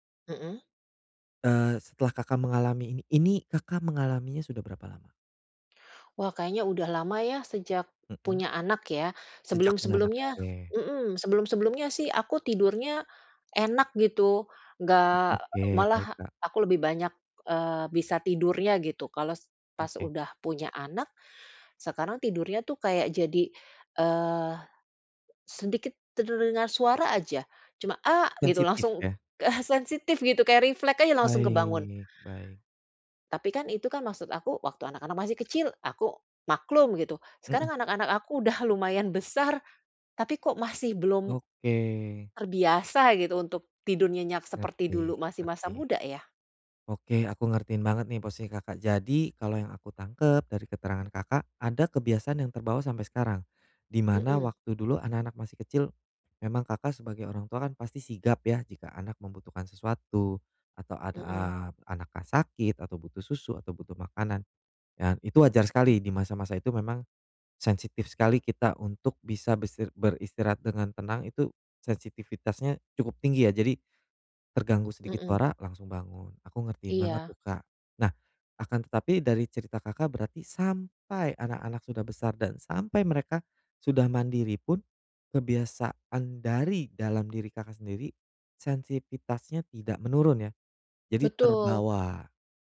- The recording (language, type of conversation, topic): Indonesian, advice, Bagaimana cara memperbaiki kualitas tidur malam agar saya bisa tidur lebih nyenyak dan bangun lebih segar?
- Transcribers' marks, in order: other background noise; tapping; stressed: "sampai"